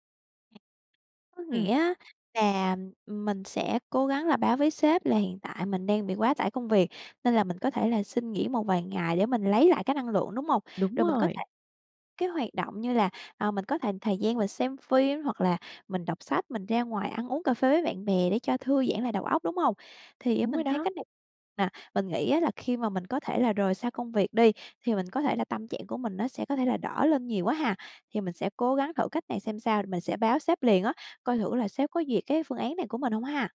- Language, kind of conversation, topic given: Vietnamese, advice, Bạn đang cảm thấy kiệt sức vì công việc và chán nản, phải không?
- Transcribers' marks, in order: other background noise; tapping